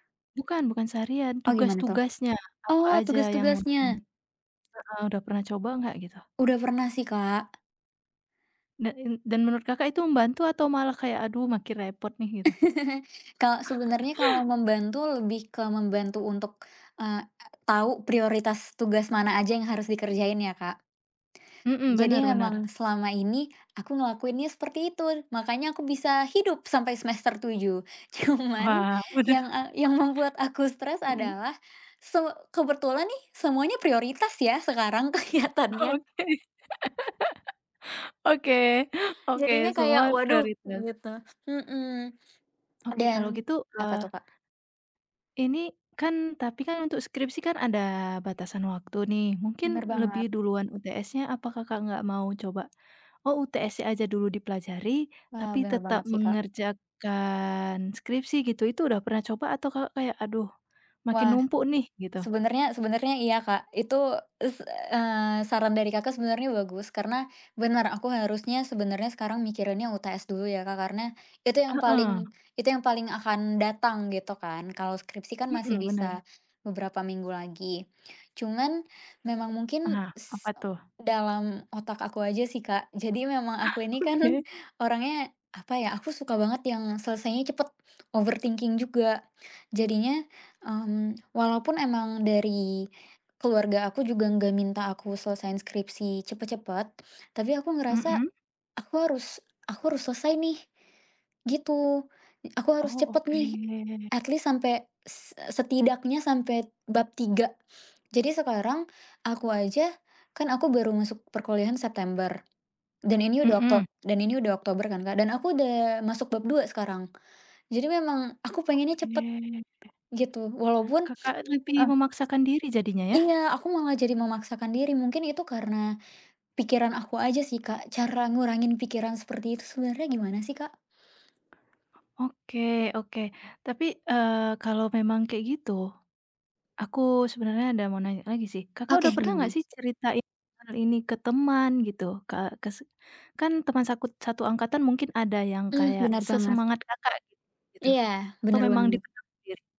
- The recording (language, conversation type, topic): Indonesian, advice, Mengapa Anda merasa stres karena tenggat kerja yang menumpuk?
- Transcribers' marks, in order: other background noise; tapping; chuckle; laughing while speaking: "Cuman"; laughing while speaking: "benar"; laugh; laughing while speaking: "kelihatannya"; laughing while speaking: "Oke"; laugh; drawn out: "mengerjakan"; other noise; laughing while speaking: "Ah, Oke"; laughing while speaking: "kan"; in English: "overthinking"; drawn out: "oke"; in English: "At least"; drawn out: "Oke"